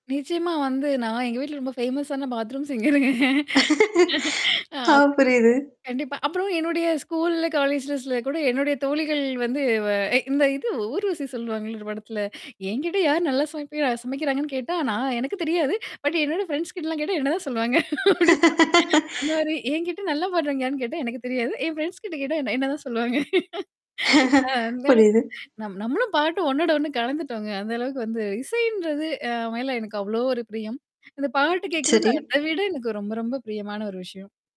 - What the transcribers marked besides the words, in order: laughing while speaking: "ஃபேமஸ்ஸான பாத்ரூம்ஸ்ங்கருங்க"; in English: "ஃபேமஸ்ஸான பாத்ரூம்ஸ்ங்கருங்க"; laughing while speaking: "ஆ! புரியுது"; distorted speech; in English: "ஸ்கூல்ல, காலேஜ்லஸ்ல"; in English: "பட்"; in English: "ஃப்ரெண்ட்ஸ்"; tapping; laugh; other background noise; laughing while speaking: "அப்டி அந்த மாரி என்கிட்ட நல்லா … என்ன என்னதான் சொல்லுவாங்க"; in English: "ஃப்ரெண்ட்ஸ்"; chuckle; mechanical hum
- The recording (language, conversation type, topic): Tamil, podcast, ஒரு பாடல்பட்டியல் நம் மனநிலையை மாற்றும் என்று நீங்கள் நினைக்கிறீர்களா?